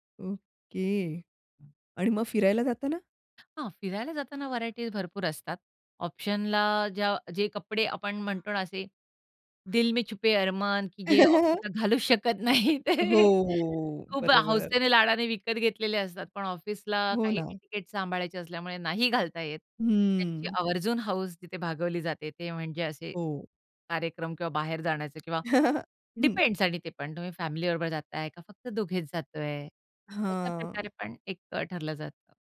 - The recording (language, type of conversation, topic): Marathi, podcast, दररोज कोणते कपडे घालायचे हे तुम्ही कसे ठरवता?
- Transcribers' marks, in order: other background noise; in Hindi: "दिल मे छुपे अरमान"; chuckle; laughing while speaking: "ते"; in English: "एटिकेट"; tapping; chuckle